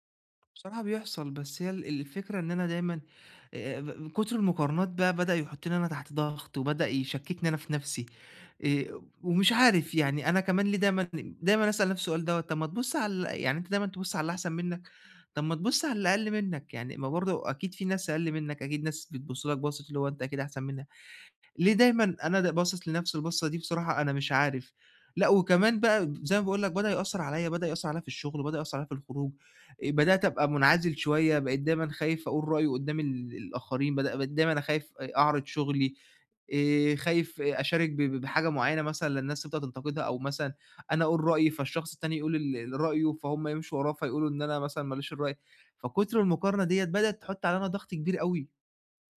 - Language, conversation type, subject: Arabic, advice, ليه بلاقي نفسي دايمًا بقارن نفسي بالناس وبحس إن ثقتي في نفسي ناقصة؟
- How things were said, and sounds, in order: none